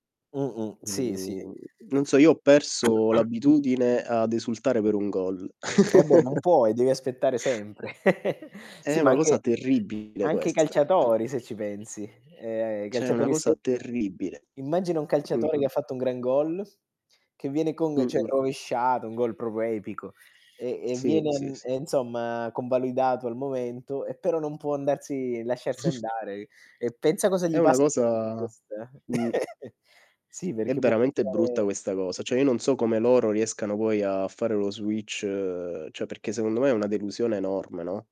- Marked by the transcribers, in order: throat clearing; chuckle; giggle; distorted speech; "cioè" said as "cè"; chuckle; tapping; giggle; in English: "switch"
- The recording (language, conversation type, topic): Italian, unstructured, Quali sono le conseguenze del VAR sulla spettacolarità del gioco?